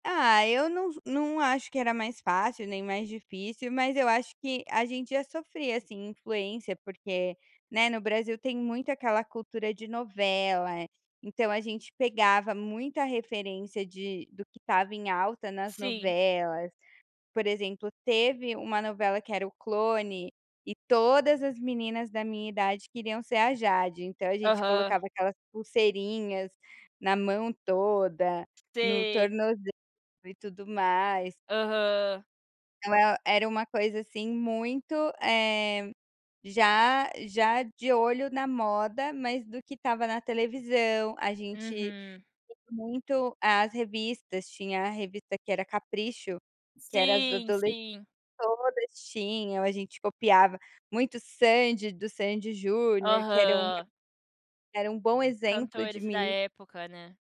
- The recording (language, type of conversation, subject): Portuguese, podcast, Como as redes sociais mudaram sua forma de se vestir?
- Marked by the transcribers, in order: unintelligible speech